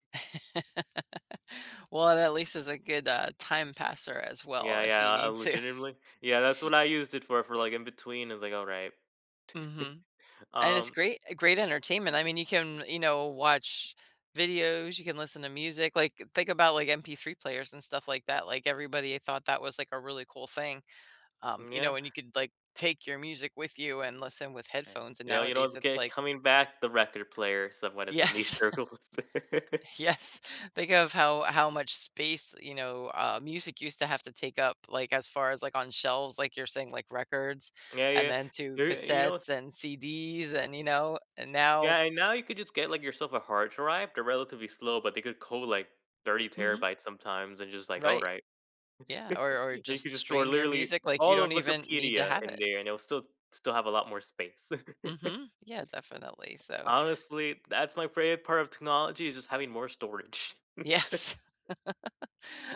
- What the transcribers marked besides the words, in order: laugh; laughing while speaking: "to"; chuckle; chuckle; laughing while speaking: "Yes"; laughing while speaking: "circles"; chuckle; chuckle; chuckle; tapping; laughing while speaking: "Yes"; chuckle; laugh
- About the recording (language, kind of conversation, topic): English, unstructured, How have smartphones changed the world?